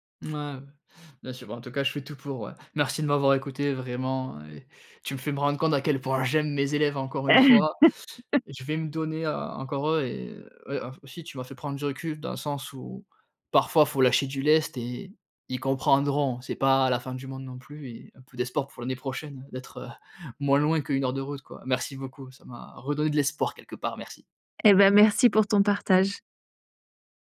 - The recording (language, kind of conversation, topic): French, advice, Comment décririez-vous votre épuisement émotionnel après de longues heures de travail ?
- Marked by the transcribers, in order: laugh